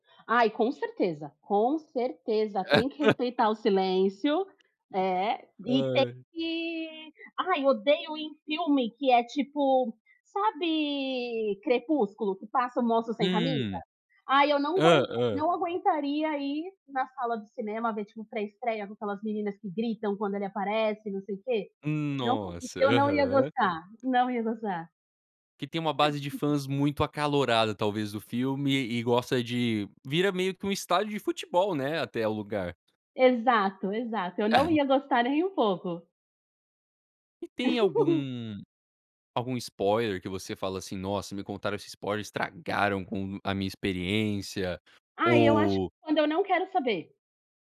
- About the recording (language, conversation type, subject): Portuguese, podcast, Como você lida com spoilers sobre séries e filmes?
- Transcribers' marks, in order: stressed: "com certeza"; laugh; laugh; other noise; laugh